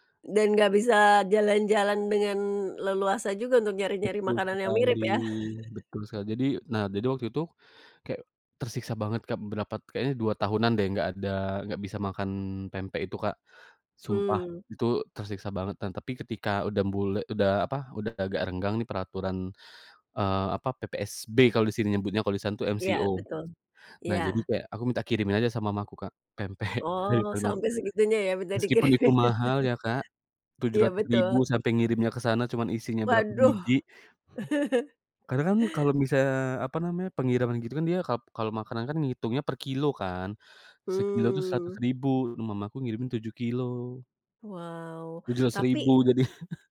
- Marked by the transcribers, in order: chuckle; "berapa" said as "berapat"; other background noise; in English: "MCO"; laughing while speaking: "dikirimin"; chuckle; "misalnya" said as "misaya"; chuckle
- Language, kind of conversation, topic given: Indonesian, podcast, Apakah ada makanan khas keluarga yang selalu hadir saat ada acara penting?